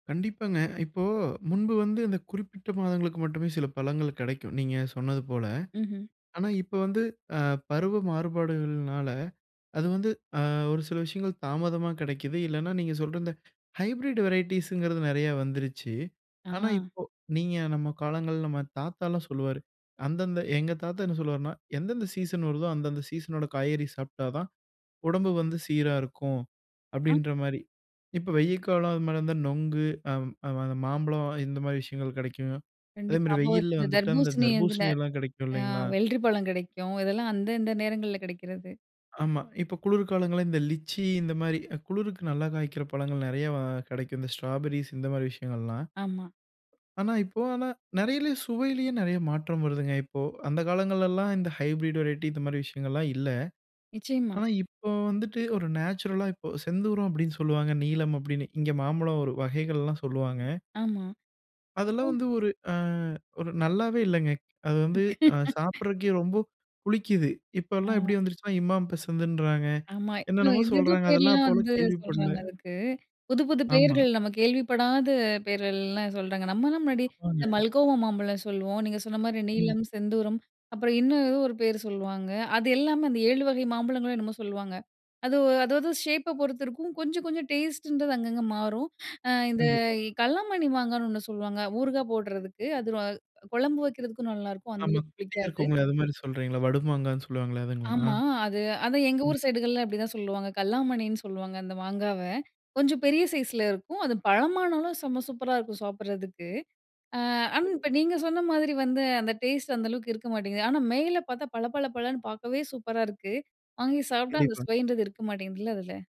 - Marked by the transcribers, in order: unintelligible speech; in English: "நேச்சுரல்லா"; laugh; in English: "ஷேப்ப"
- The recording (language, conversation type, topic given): Tamil, podcast, பழங்கள், காய்கறிகள் சீசனுக்கு ஏற்ப எப்படி மாறுகின்றன?